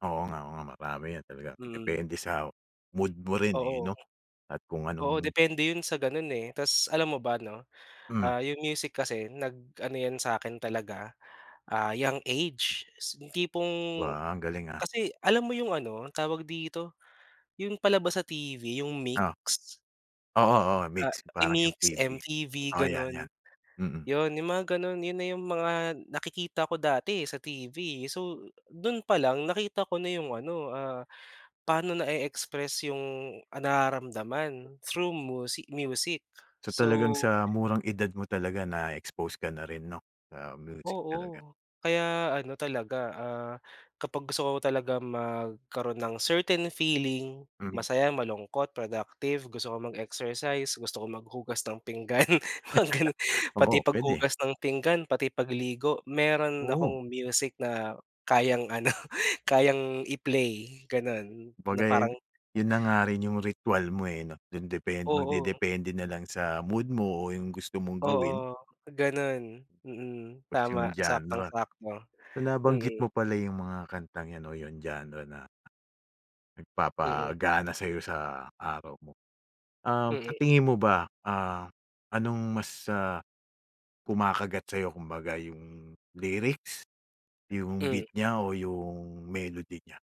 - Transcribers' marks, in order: other background noise; laugh
- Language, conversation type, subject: Filipino, podcast, Paano mo ginagamit ang musika para gumaan ang pakiramdam mo?